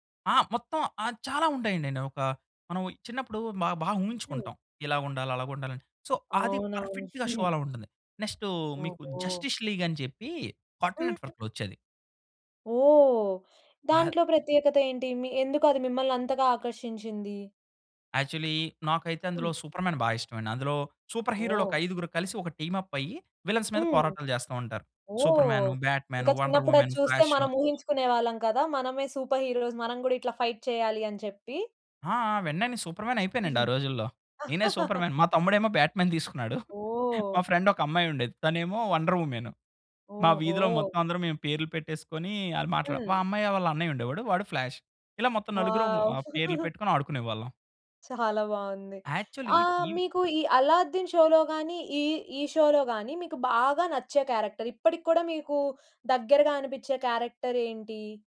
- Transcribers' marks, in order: in English: "సో"; in English: "పర్ఫెక్‌గా షో"; chuckle; in English: "నెక్స్ట్"; in English: "జస్టిస్ లీగ్"; in English: "కాటున్ నెట్‌వర్క్‌లో"; in English: "యాక్చలీ"; in English: "సూపర్ మ్యాన్"; in English: "టీమ్ అప్"; in English: "విలె‌న్స్"; in English: "సూపర్‌హీరోస్"; in English: "ఫైట్"; in English: "సూపర్ మ్యాన్"; chuckle; in English: "బ్యాట్ మ్యాన్"; in English: "ఫ్రెండ్"; in English: "వండర్ వుమెన్"; in English: "ఫ్లాష్"; in English: "వావ్!"; giggle; in English: "యాక్చలీ"; in English: "షో‌లో"; in English: "షో‌లో"; in English: "క్యారెక్టర్"
- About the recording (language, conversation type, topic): Telugu, podcast, చిన్నప్పుడు మీకు ఇష్టమైన టెలివిజన్ కార్యక్రమం ఏది?